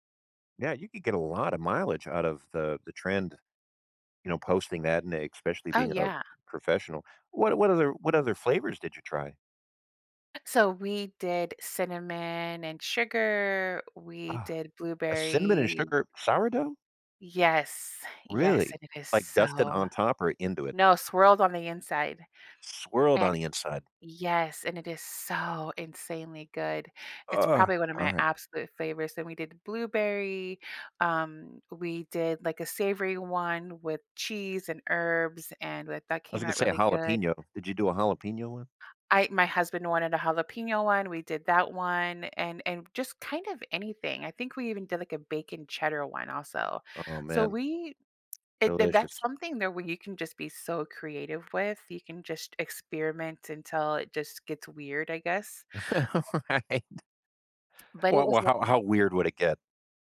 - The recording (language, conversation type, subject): English, unstructured, How can one get creatively unstuck when every idea feels flat?
- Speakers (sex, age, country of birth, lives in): female, 45-49, United States, United States; male, 50-54, United States, United States
- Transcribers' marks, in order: "especially" said as "expecially"; groan; tapping; chuckle; laughing while speaking: "Right"